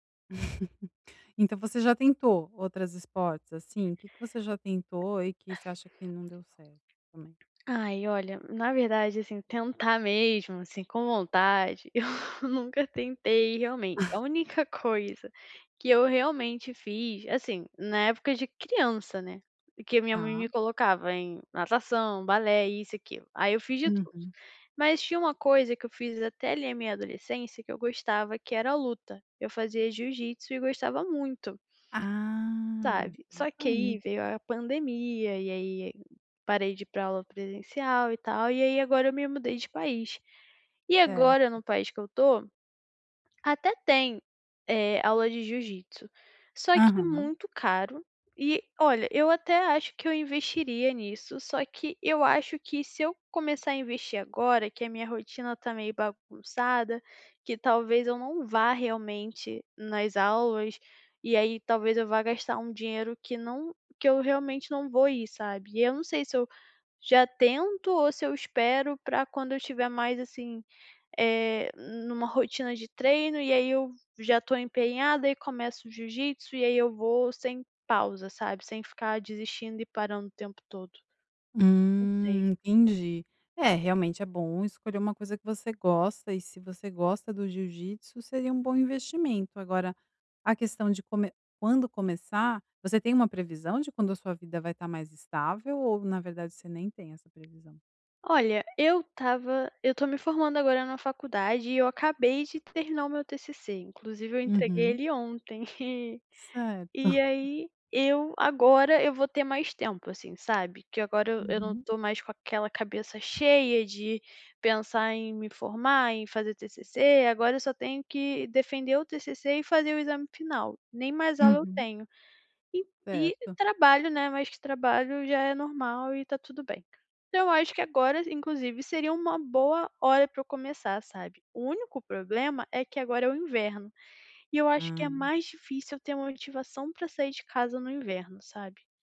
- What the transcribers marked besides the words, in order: chuckle; tapping; chuckle; chuckle; chuckle
- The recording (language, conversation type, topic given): Portuguese, advice, Como posso começar a treinar e criar uma rotina sem ansiedade?